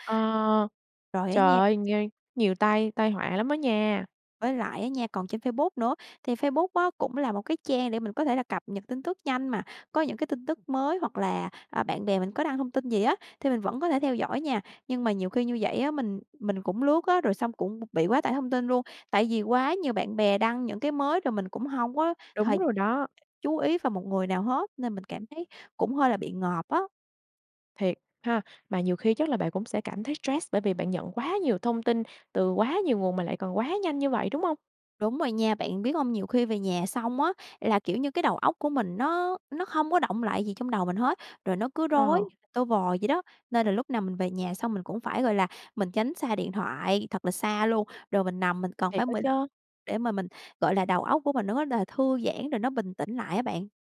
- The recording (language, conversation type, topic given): Vietnamese, podcast, Bạn đối phó với quá tải thông tin ra sao?
- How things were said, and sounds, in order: other background noise; tapping